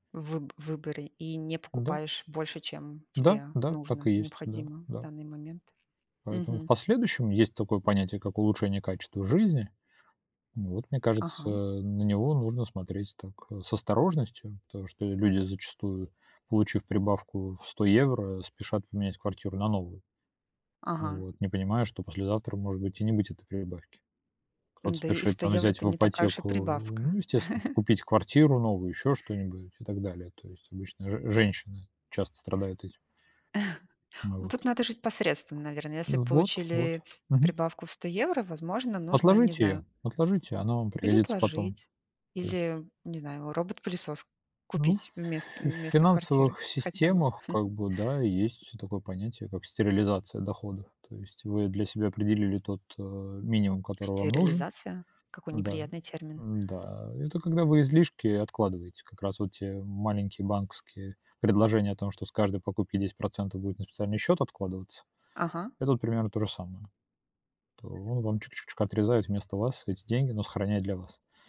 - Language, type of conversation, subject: Russian, unstructured, Что для вас значит финансовая свобода?
- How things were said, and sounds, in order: chuckle; chuckle; tapping; other background noise; chuckle